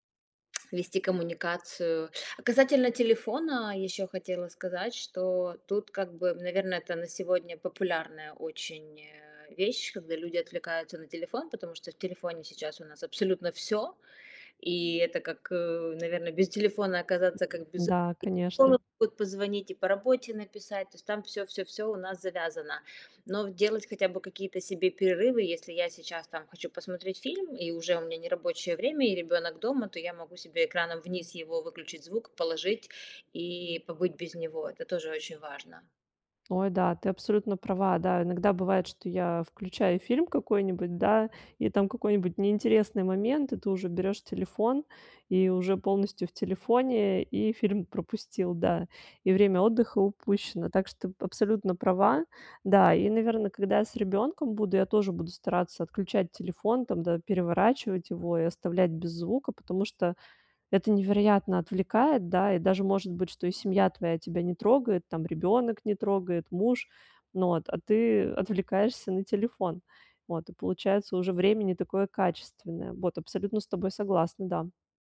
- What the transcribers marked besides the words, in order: tsk; tapping; other noise; other background noise
- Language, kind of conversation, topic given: Russian, advice, Как мне справляться с частыми прерываниями отдыха дома?